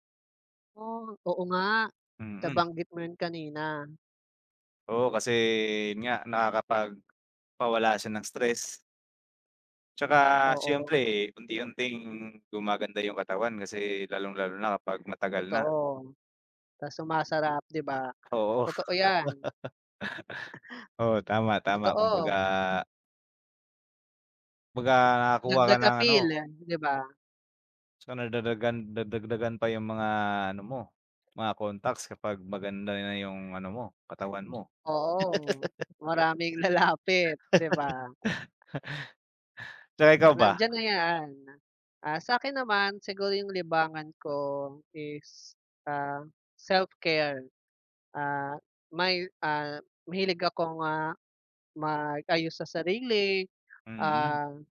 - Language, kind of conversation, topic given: Filipino, unstructured, Ano ang paborito mong libangan, at bakit?
- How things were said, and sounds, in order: tapping; chuckle; other background noise; laughing while speaking: "lalapit"; laugh